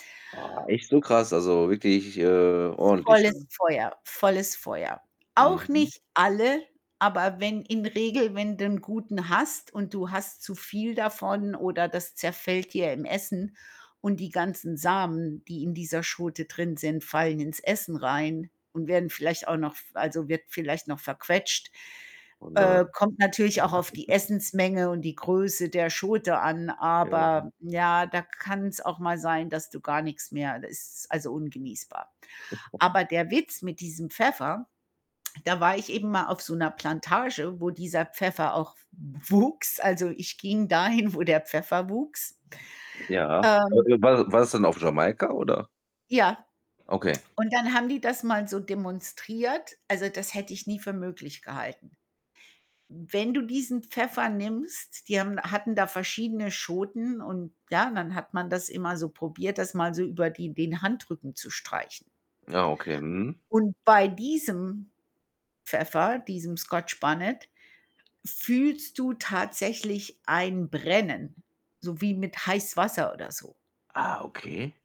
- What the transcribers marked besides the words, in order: distorted speech; static; other background noise; giggle; laugh; laughing while speaking: "w wuchs"; laughing while speaking: "dahin"
- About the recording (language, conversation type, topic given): German, unstructured, Was war dein überraschendstes Erlebnis, als du ein neues Gericht probiert hast?